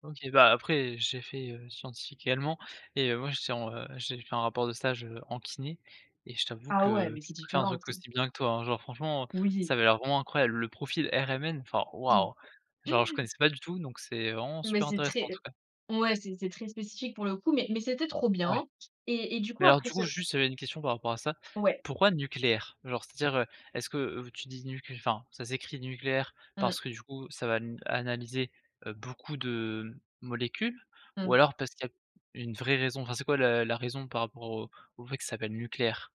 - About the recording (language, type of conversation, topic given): French, podcast, Comment as-tu trouvé ton premier emploi dans ton nouveau domaine ?
- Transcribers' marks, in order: gasp